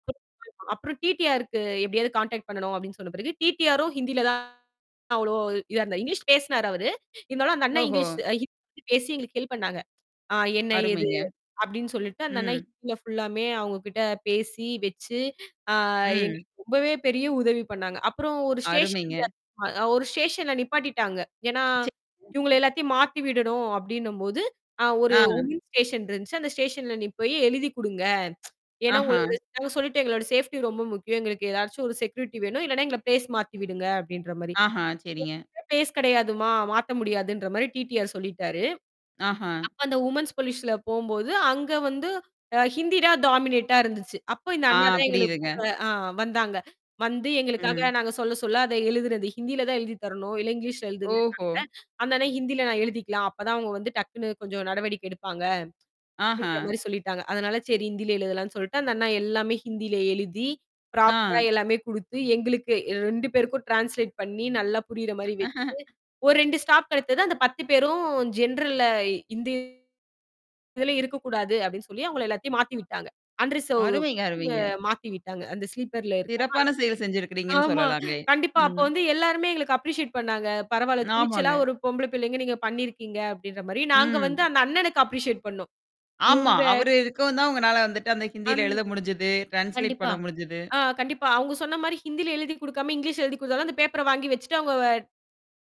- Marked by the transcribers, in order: unintelligible speech; in English: "கான்டாக்ட்"; distorted speech; in English: "ஹெல்ப்"; mechanical hum; unintelligible speech; in English: "வுமன்ஸ்"; tsk; unintelligible speech; in English: "சேஃப்டி"; in English: "செக்யூரிட்டி"; in English: "பிளேஸ்"; in English: "பிளேஸ்"; in English: "டாமினேட்டா"; in English: "ப்ராப்பரா"; in English: "டிரான்ஸ்லேட்"; laugh; in English: "ஜென்ரல்ல"; in English: "அன்ரிசர்வ்"; in English: "ஸ்லீப்பர்ல"; in English: "அப்ரிஷியேட்"; in English: "அப்ரிஷியேட்"; static; in English: "டிரான்ஸ்லேட்"
- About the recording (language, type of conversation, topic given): Tamil, podcast, பயணத்தின் போது மொழிப் பிரச்சனை ஏற்பட்டபோது, அந்த நபர் உங்களுக்கு எப்படி உதவினார்?